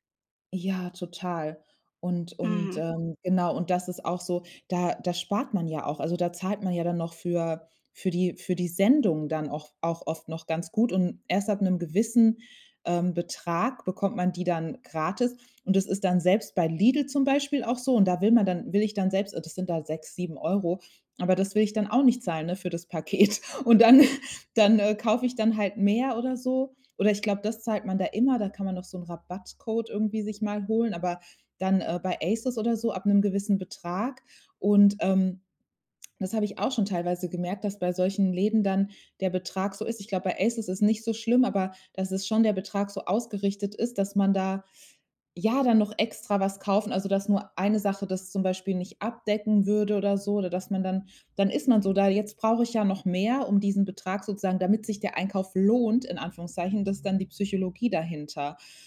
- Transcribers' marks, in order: laughing while speaking: "Paket"; laugh; stressed: "lohnt"
- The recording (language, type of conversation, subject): German, advice, Wie kann ich es schaffen, konsequent Geld zu sparen und mein Budget einzuhalten?
- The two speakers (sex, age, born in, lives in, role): female, 30-34, Germany, Germany, user; female, 55-59, Germany, Italy, advisor